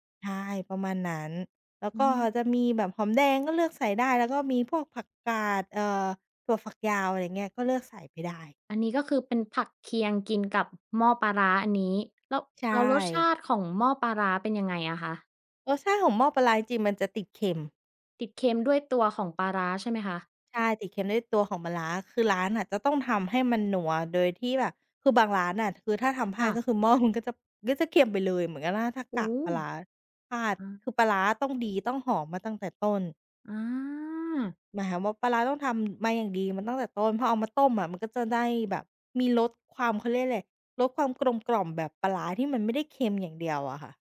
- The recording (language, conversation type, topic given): Thai, podcast, อาหารบ้านเกิดที่คุณคิดถึงที่สุดคืออะไร?
- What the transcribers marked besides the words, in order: laughing while speaking: "หม้อมันก็"